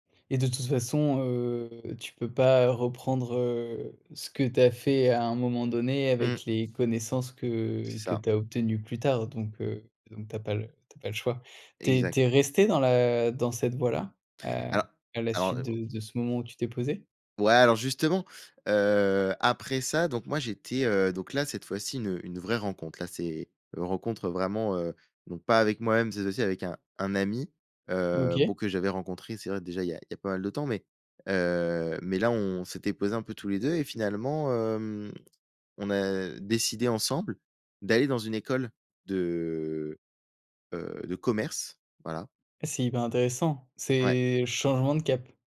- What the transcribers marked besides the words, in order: drawn out: "heu"; other background noise; drawn out: "heu"; drawn out: "de"
- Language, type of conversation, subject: French, podcast, Peux-tu raconter une rencontre fortuite qui a changé ta vie ?